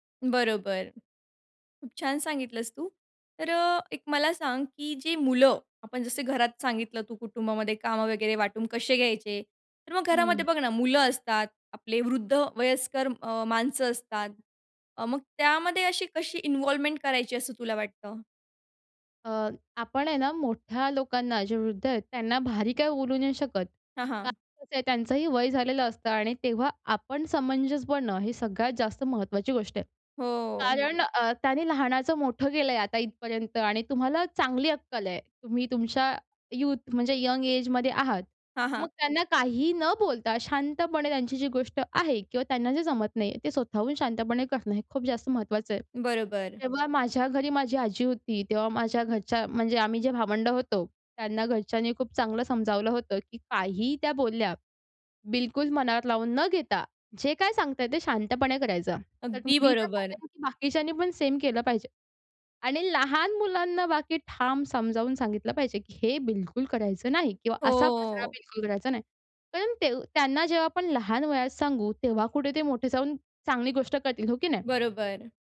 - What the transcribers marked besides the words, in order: in English: "इन्व्हॉल्वमेंट"; other background noise; tapping; in English: "यूथ"; in English: "यंग एजमध्ये"; drawn out: "हो"
- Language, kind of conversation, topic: Marathi, podcast, दररोजच्या कामासाठी छोटा स्वच्छता दिनक्रम कसा असावा?